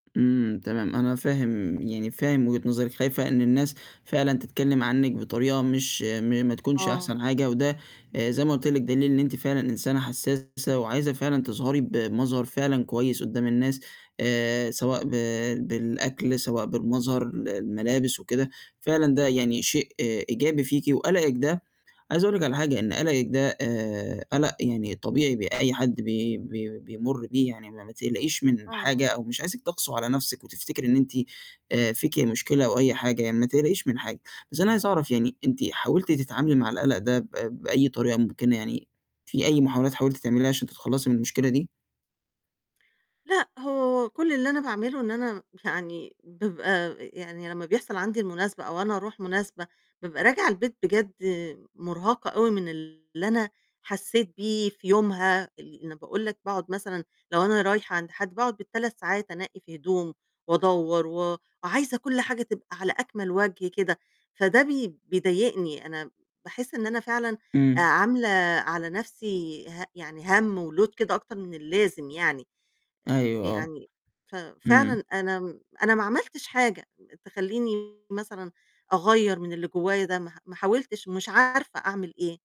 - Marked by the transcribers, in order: static; distorted speech; other background noise; in English: "وload"; tapping
- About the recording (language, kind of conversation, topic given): Arabic, advice, إزاي أوصف إحساسي بالقلق المستمر قبل المناسبات الاجتماعية؟